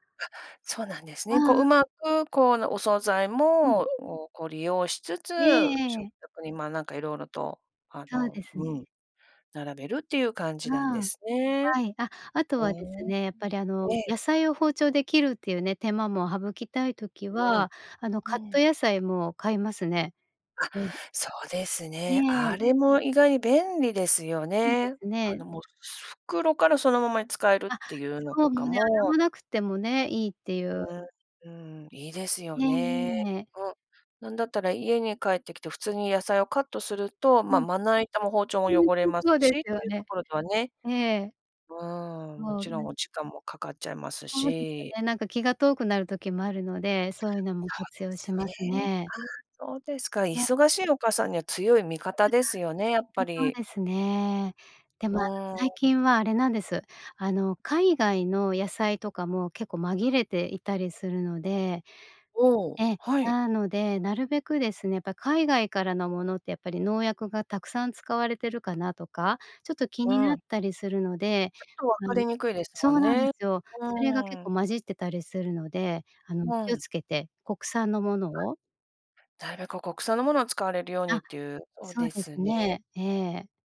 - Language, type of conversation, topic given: Japanese, podcast, 忙しい日には、時短メニューを作るためにどんな工夫をしていますか？
- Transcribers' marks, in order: tapping; other background noise; other noise